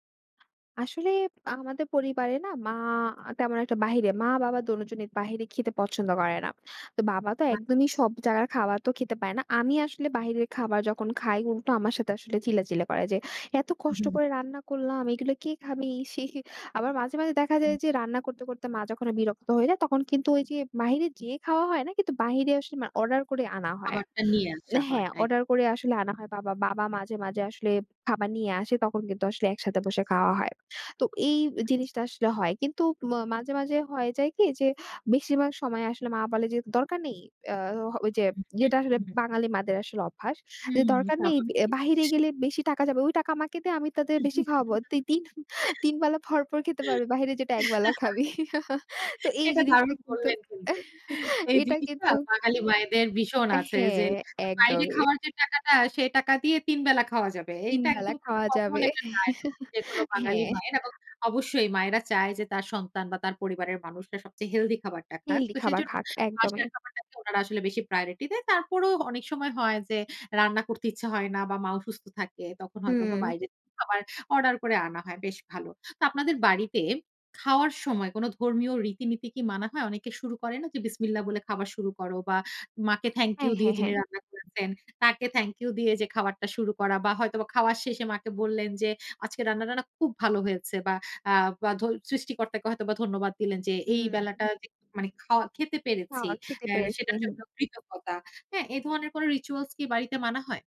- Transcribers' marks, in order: other background noise; "চিল্লাচিল্লি" said as "চিল্লাচিল্লা"; tapping; unintelligible speech; laugh; laughing while speaking: "তুই তিন, তিন বেলা ভরপুর খেতে পারবি"; laugh; chuckle; laugh; in English: "রিচুয়ালস"
- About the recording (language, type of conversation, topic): Bengali, podcast, বাড়িতে সবার সঙ্গে একসঙ্গে খাওয়ার সময় আপনার কী কী অভ্যাস থাকে?